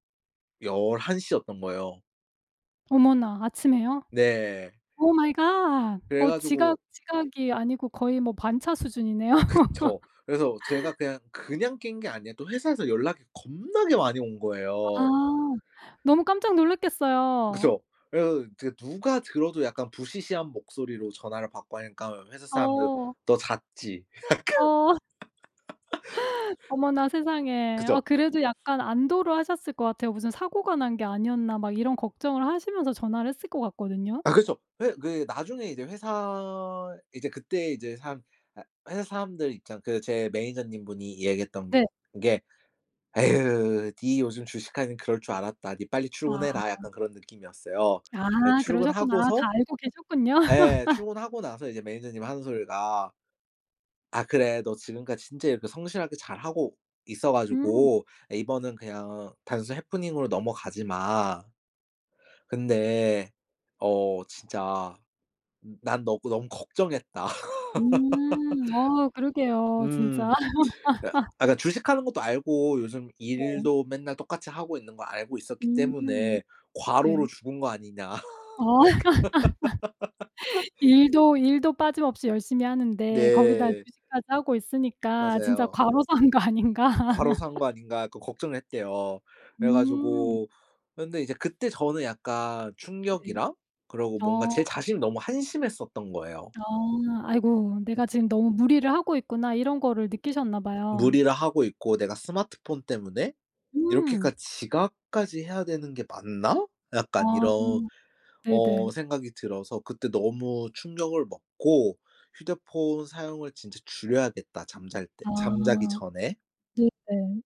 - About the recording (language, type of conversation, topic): Korean, podcast, 작은 습관이 삶을 바꾼 적이 있나요?
- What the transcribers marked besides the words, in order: put-on voice: "Oh, my god"; in English: "Oh, my god"; laughing while speaking: "수준이네요"; laugh; drawn out: "겁나게"; other background noise; laugh; laughing while speaking: "약간"; laugh; tapping; sniff; in English: "manager님"; put-on voice: "에유, 니 요즘 주식하길래 그럴 줄 알았다. 니 빨리 출근해라"; laugh; in English: "manager님"; in English: "happening으로"; laughing while speaking: "걱정했다"; laugh; laugh; laugh; laughing while speaking: "아니냐?"; laugh; laughing while speaking: "한 거 아닌가?"; laugh